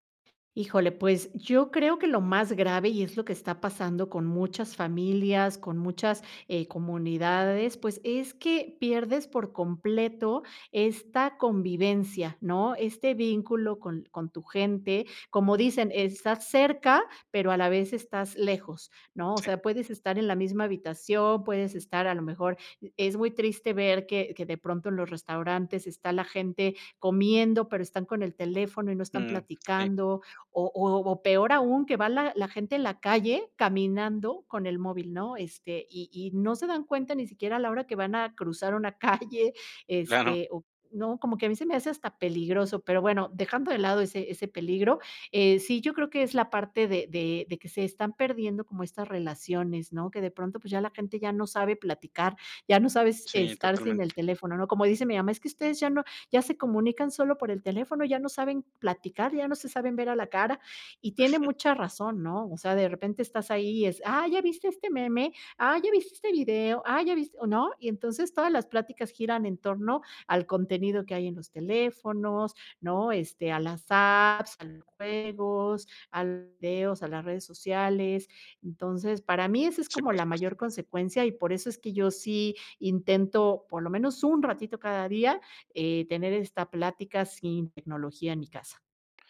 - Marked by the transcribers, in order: chuckle; chuckle
- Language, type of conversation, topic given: Spanish, podcast, ¿Qué haces para desconectarte del celular por la noche?